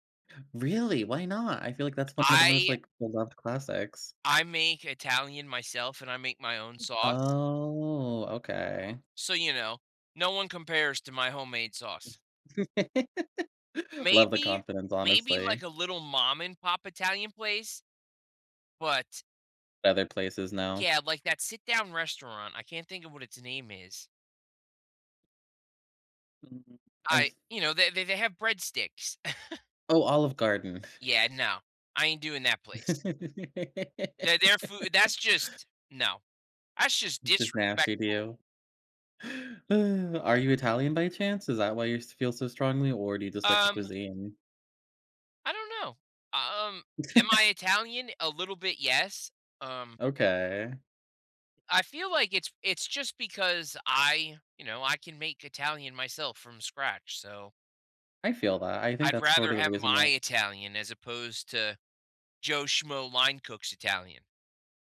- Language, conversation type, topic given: English, unstructured, How should I split a single dessert or shared dishes with friends?
- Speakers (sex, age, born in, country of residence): male, 30-34, United States, United States; male, 35-39, United States, United States
- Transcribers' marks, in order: gasp; drawn out: "Oh"; laugh; other background noise; chuckle; laugh; sigh; tapping; laugh